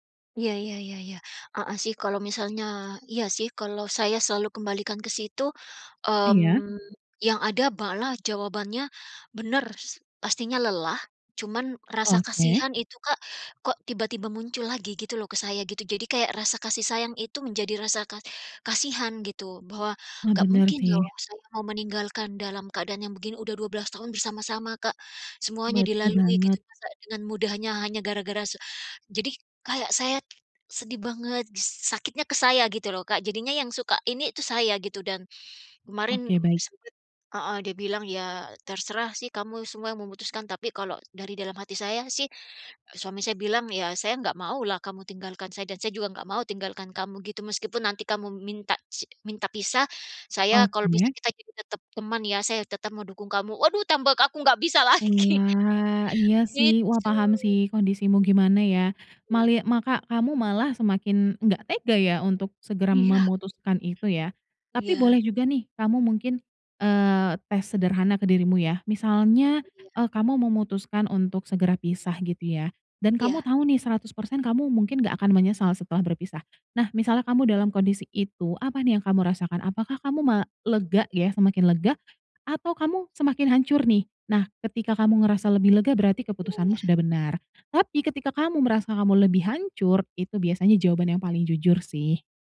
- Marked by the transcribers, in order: "malah" said as "balah"; "bener" said as "beners"; tapping; other background noise; laughing while speaking: "lagi"; chuckle
- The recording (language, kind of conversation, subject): Indonesian, advice, Bimbang ingin mengakhiri hubungan tapi takut menyesal